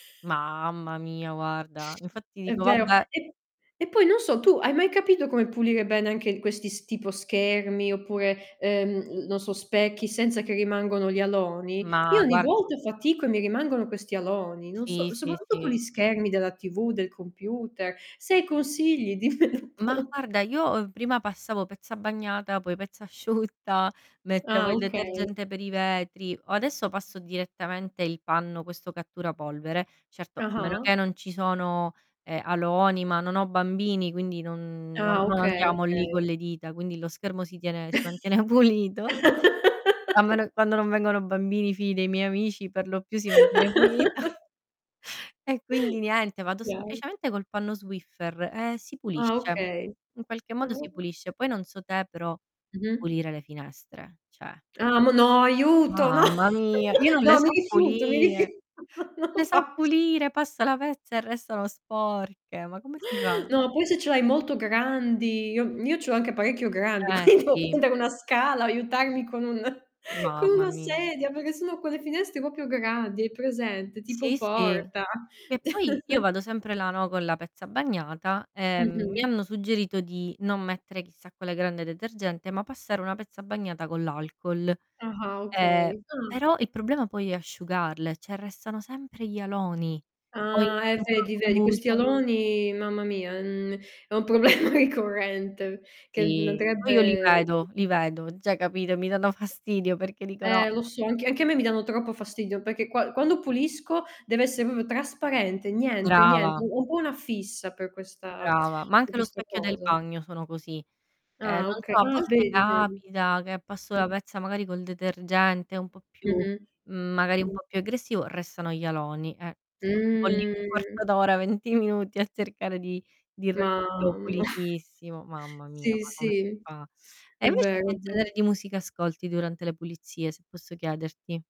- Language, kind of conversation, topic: Italian, unstructured, Come possiamo rendere le faccende domestiche più divertenti e meno noiose?
- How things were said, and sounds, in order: drawn out: "Mamma"; other background noise; tapping; laughing while speaking: "dimmelo pure"; laughing while speaking: "asciutta"; distorted speech; drawn out: "non"; chuckle; laughing while speaking: "pulito"; "figli" said as "fii"; chuckle; laughing while speaking: "pulita"; "cioè" said as "ceh"; laughing while speaking: "No"; chuckle; drawn out: "pulire"; laughing while speaking: "rifiu no, lo facc"; chuckle; laughing while speaking: "quinto"; laughing while speaking: "un"; chuckle; chuckle; "cioè" said as "ceh"; drawn out: "Ah"; unintelligible speech; laughing while speaking: "problema"; drawn out: "ndrebbe"; "andrebbe" said as "ndrebbe"; "Cioè" said as "ceh"; "proprio" said as "propo"; drawn out: "Mh"; drawn out: "Mamma"; exhale